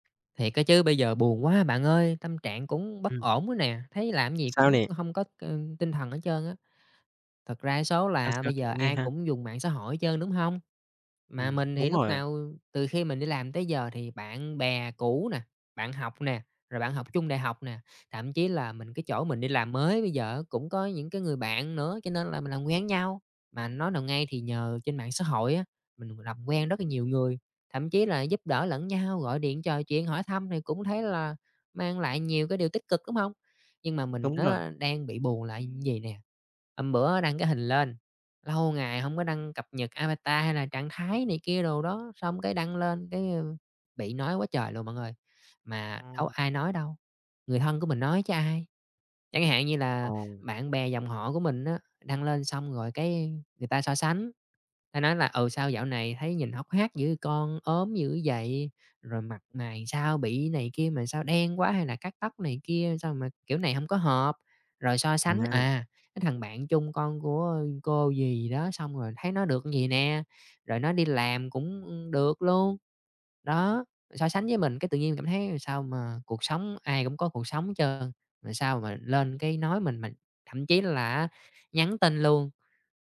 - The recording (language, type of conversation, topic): Vietnamese, advice, Việc so sánh bản thân trên mạng xã hội đã khiến bạn giảm tự tin và thấy mình kém giá trị như thế nào?
- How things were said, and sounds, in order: tapping; other background noise; in English: "avatar"; unintelligible speech